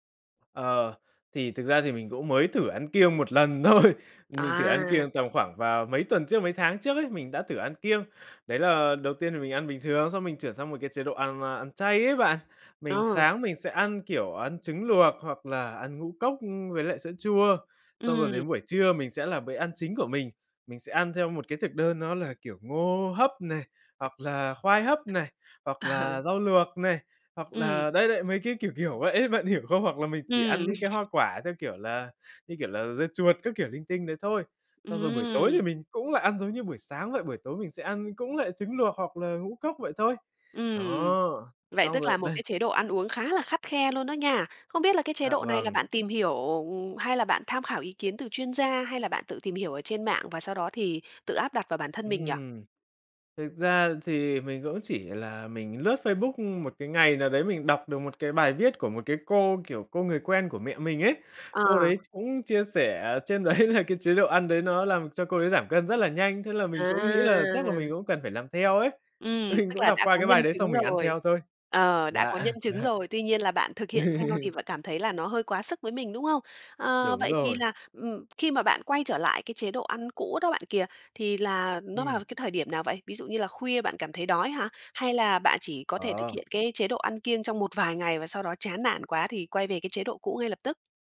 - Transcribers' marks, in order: laughing while speaking: "thôi"; tapping; other background noise; laughing while speaking: "Ờ"; sniff; laughing while speaking: "đấy"; laughing while speaking: "mình"; laugh
- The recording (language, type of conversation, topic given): Vietnamese, advice, Làm sao để không thất bại khi ăn kiêng và tránh quay lại thói quen cũ?